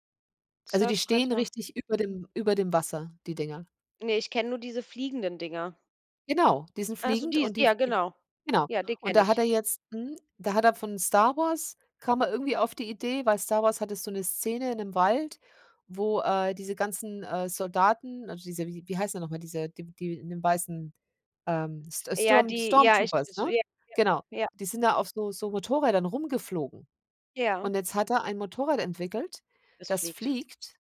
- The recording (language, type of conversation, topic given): German, unstructured, Wie stellst du dir die Zukunft der Technologie vor?
- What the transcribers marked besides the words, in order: in English: "Stormtroopers"